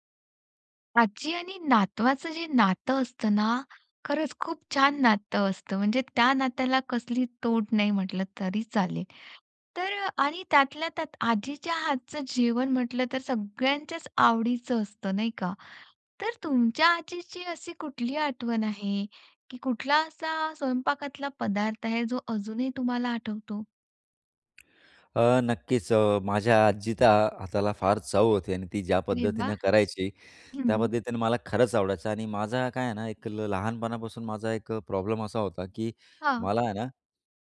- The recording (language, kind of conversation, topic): Marathi, podcast, तुझ्या आजी-आजोबांच्या स्वयंपाकातली सर्वात स्मरणीय गोष्ट कोणती?
- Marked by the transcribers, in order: other background noise